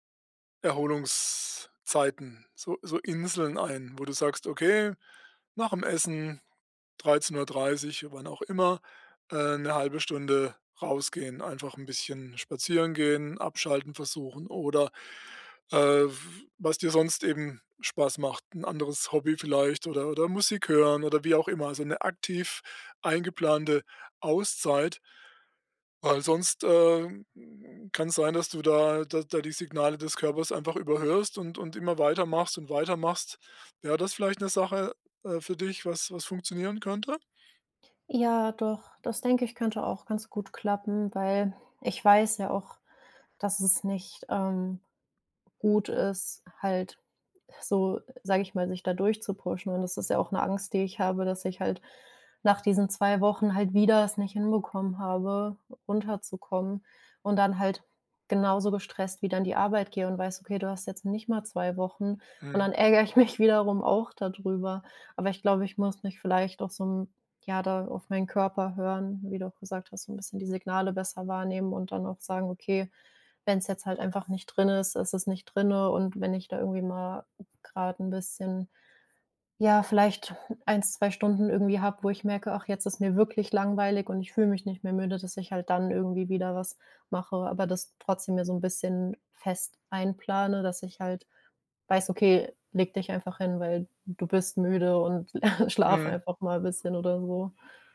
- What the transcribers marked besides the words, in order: laughing while speaking: "ärgere ich mich"; chuckle
- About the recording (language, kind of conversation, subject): German, advice, Warum fühle ich mich schuldig, wenn ich einfach entspanne?